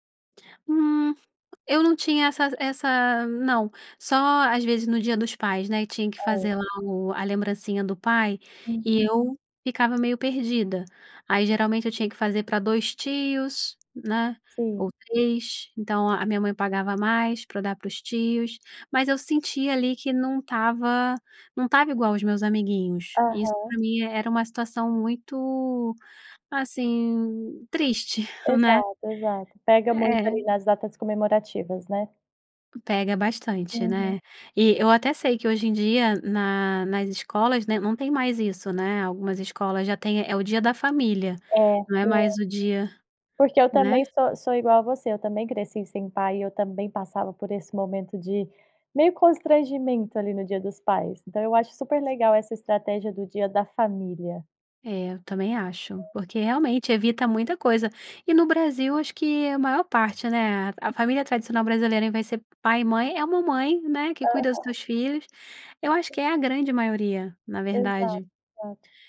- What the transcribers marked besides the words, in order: tapping; chuckle; other background noise
- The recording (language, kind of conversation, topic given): Portuguese, podcast, Como você pode deixar de se ver como vítima e se tornar protagonista da sua vida?